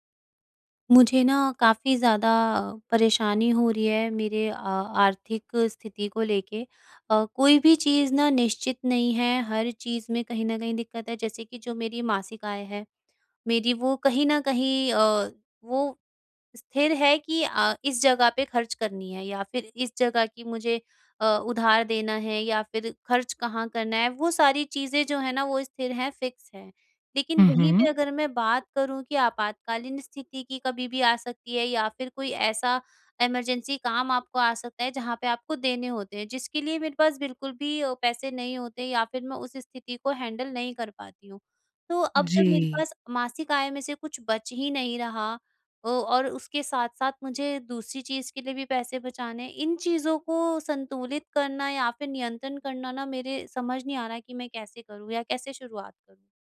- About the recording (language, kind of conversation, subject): Hindi, advice, आर्थिक अनिश्चितता में अनपेक्षित पैसों के झटकों से कैसे निपटूँ?
- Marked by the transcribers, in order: in English: "फ़िक्स"; in English: "इमरजेंसी"; in English: "हैंडल"